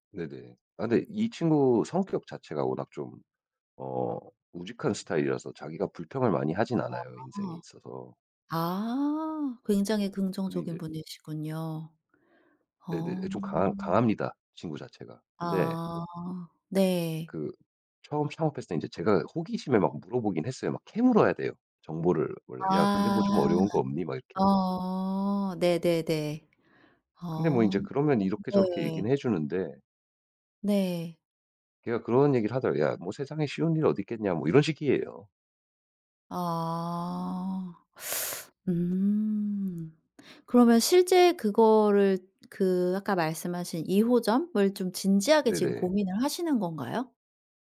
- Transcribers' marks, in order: other background noise
- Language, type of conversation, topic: Korean, advice, 창업을 시작할지 안정된 직장을 계속 다닐지 어떻게 결정해야 할까요?